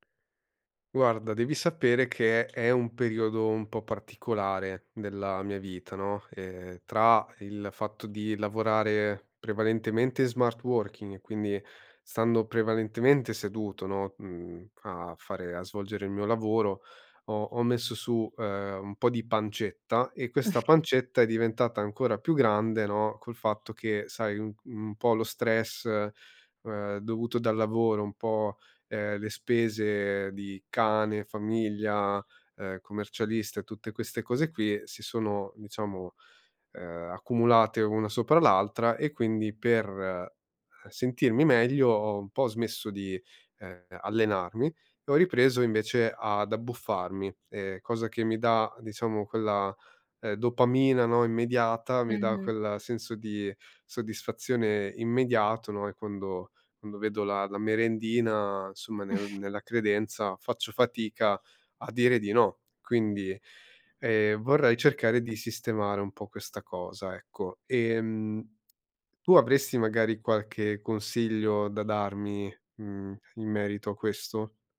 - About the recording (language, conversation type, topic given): Italian, advice, Bere o abbuffarsi quando si è stressati
- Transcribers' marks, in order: tapping; chuckle; chuckle; tsk